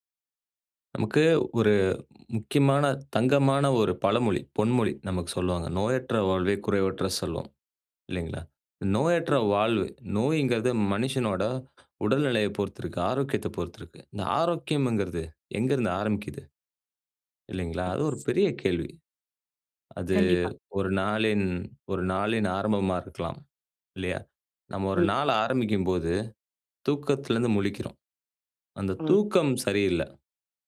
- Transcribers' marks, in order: other noise; other background noise
- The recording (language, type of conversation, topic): Tamil, podcast, மிதமான உறக்கம் உங்கள் நாளை எப்படி பாதிக்கிறது என்று நீங்கள் நினைக்கிறீர்களா?